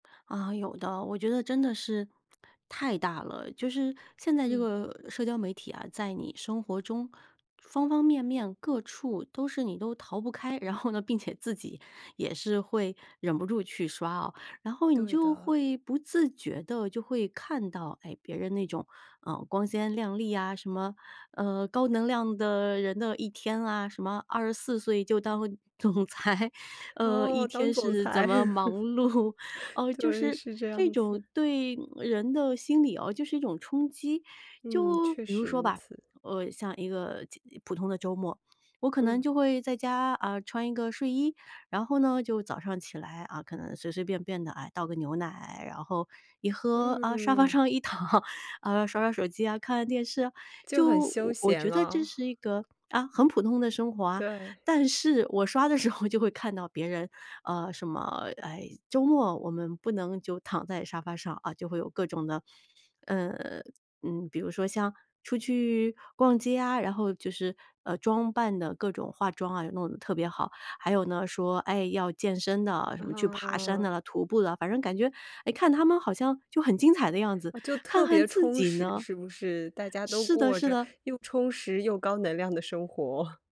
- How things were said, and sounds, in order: laughing while speaking: "总裁"; laughing while speaking: "碌"; laugh; laughing while speaking: "一躺"; laughing while speaking: "刷的时候"; laughing while speaking: "活"
- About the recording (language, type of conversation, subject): Chinese, podcast, 社交媒体上的“滤镜生活”会对人产生哪些影响？